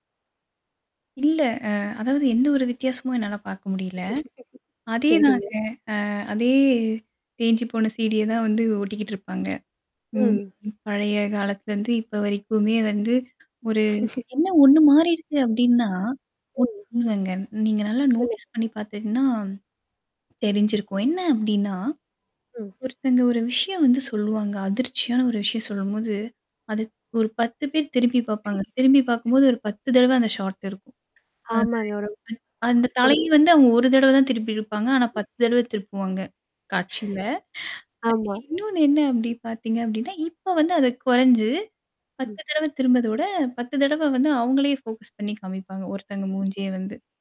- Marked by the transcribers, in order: static; laugh; chuckle; distorted speech; in English: "நோட்ஸ்"; chuckle; in English: "ஷார்ட்"; unintelligible speech; in English: "ஃபோக்கஸ்"
- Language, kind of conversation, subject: Tamil, podcast, டிவி சீரியல் பார்க்கும் பழக்கம் காலப்போக்கில் எப்படி மாறியுள்ளது?